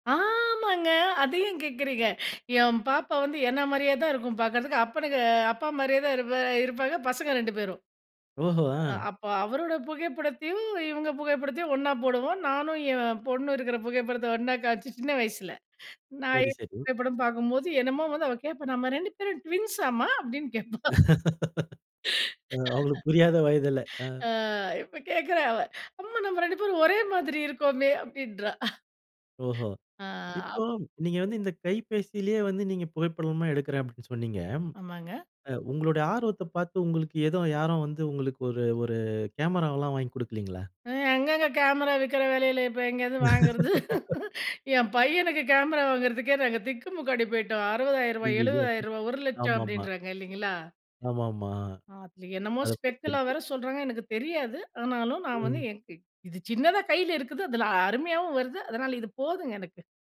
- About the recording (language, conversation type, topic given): Tamil, podcast, புகைப்படம் எடுக்கும்போது நீங்கள் எதை முதலில் கவனிக்கிறீர்கள்?
- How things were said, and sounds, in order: drawn out: "ஆமாங்க"; laugh; chuckle; laugh; snort; other noise; laugh; chuckle; unintelligible speech; unintelligible speech